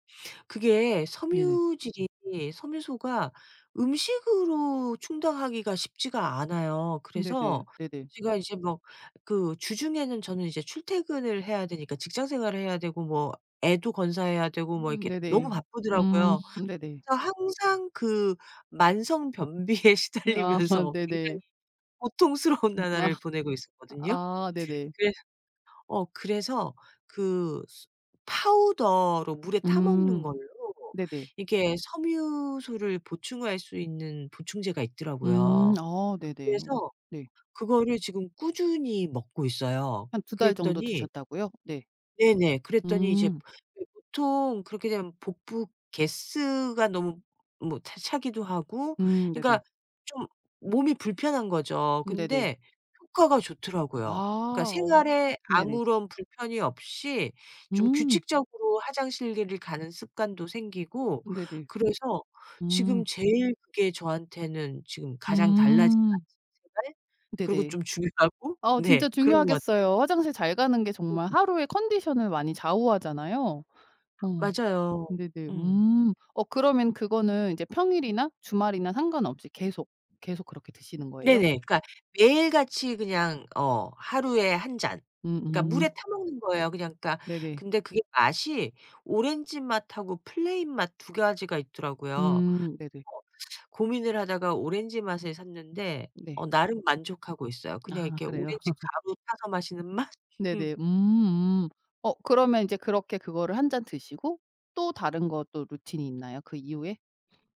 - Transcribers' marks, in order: laughing while speaking: "변비에 시달리면서"; laughing while speaking: "고통스러운"; tapping; put-on voice: "가스"; other background noise; background speech; laughing while speaking: "중요하고"; laugh
- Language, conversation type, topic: Korean, podcast, 아침에 일어나서 가장 먼저 하는 일은 무엇인가요?